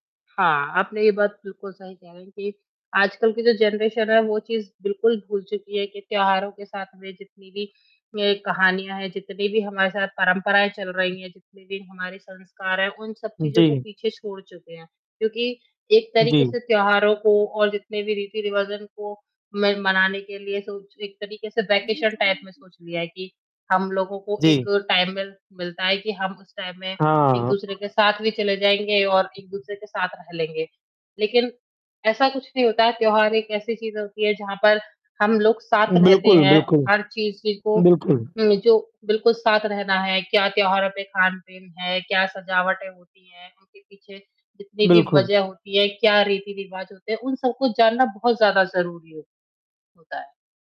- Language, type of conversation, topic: Hindi, unstructured, धार्मिक त्योहारों के पीछे की कहानियाँ महत्वपूर्ण क्यों होती हैं?
- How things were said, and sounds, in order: in English: "जनरेशन"; "रीति-रिवाज़" said as "रिवाजन"; unintelligible speech; in English: "वेकेशन टाइप"; in English: "टाइमवेल"; in English: "टाइम"; other background noise